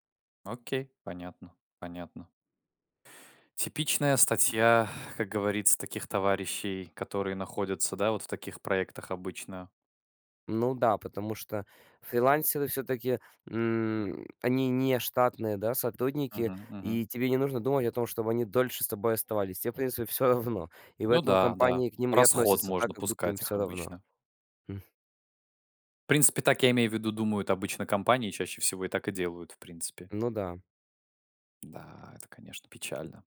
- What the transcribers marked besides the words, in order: exhale; other background noise; laughing while speaking: "равно"; tapping
- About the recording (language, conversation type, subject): Russian, podcast, Как вы принимаете решение сменить профессию или компанию?